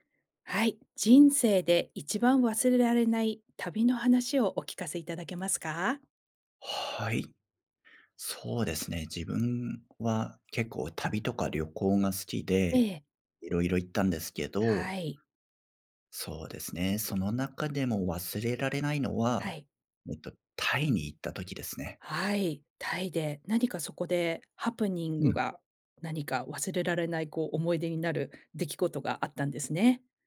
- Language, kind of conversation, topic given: Japanese, podcast, 人生で一番忘れられない旅の話を聞かせていただけますか？
- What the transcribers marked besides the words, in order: none